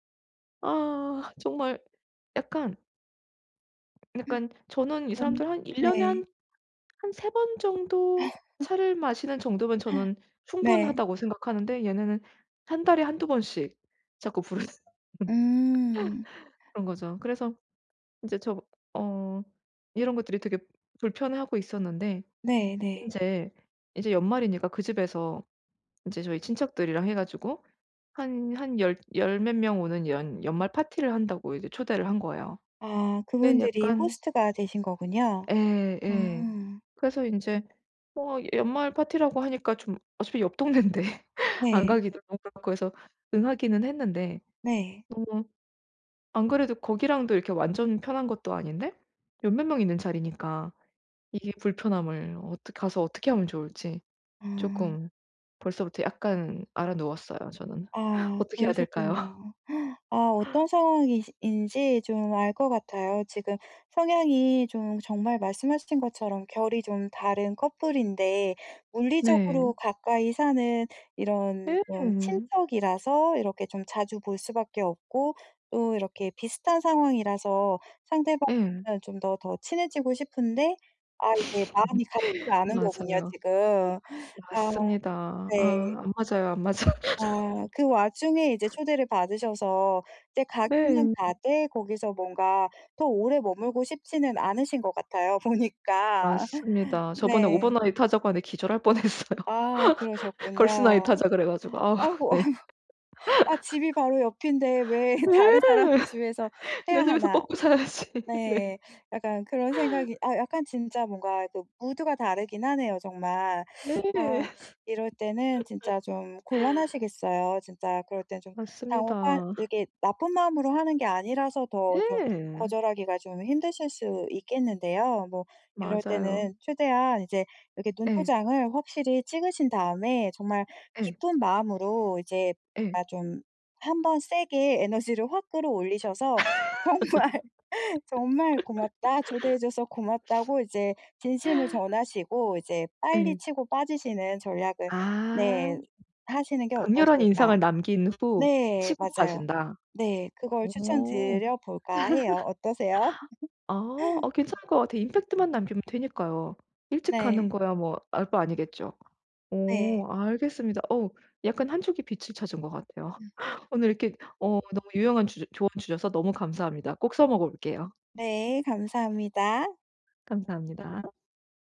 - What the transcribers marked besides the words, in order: other background noise; gasp; laugh; tapping; gasp; laugh; laughing while speaking: "동네인데"; laughing while speaking: "될까요?"; laugh; laughing while speaking: "안 맞아"; laugh; laughing while speaking: "보니까"; in English: "오버나이트"; laughing while speaking: "뻔했어요"; laugh; in English: "걸스나이트"; laugh; laughing while speaking: "내 집에서 뻗고 살아야지. 네"; laugh; laugh; laugh; laugh; sniff; laughing while speaking: "정말"; laugh; laugh; laugh
- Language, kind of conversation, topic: Korean, advice, 파티나 친구 모임에서 자주 느끼는 사회적 불편함을 어떻게 관리하면 좋을까요?